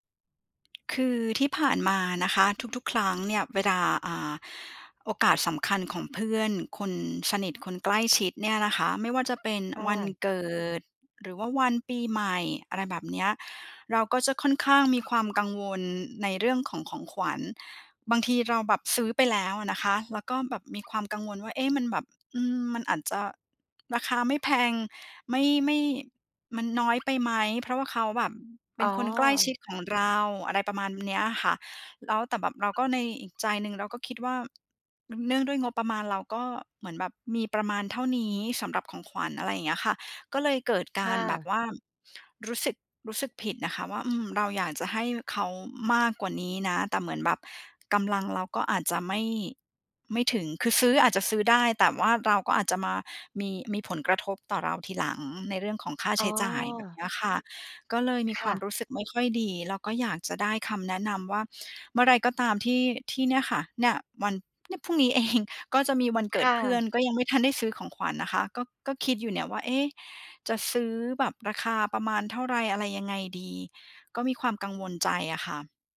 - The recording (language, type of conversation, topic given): Thai, advice, ทำไมฉันถึงรู้สึกผิดเมื่อไม่ได้ซื้อของขวัญราคาแพงให้คนใกล้ชิด?
- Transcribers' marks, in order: tapping; laughing while speaking: "เอง"